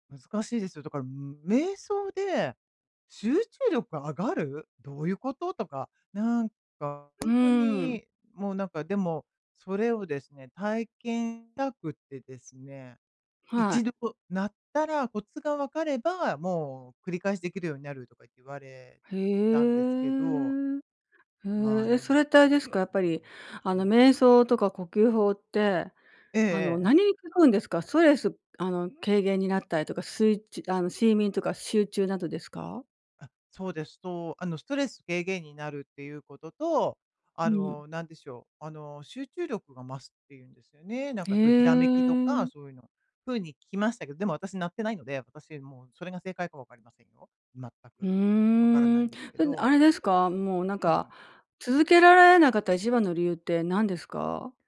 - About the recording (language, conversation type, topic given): Japanese, advice, 瞑想や呼吸法を続けられず、挫折感があるのですが、どうすれば続けられますか？
- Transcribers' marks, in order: tapping; unintelligible speech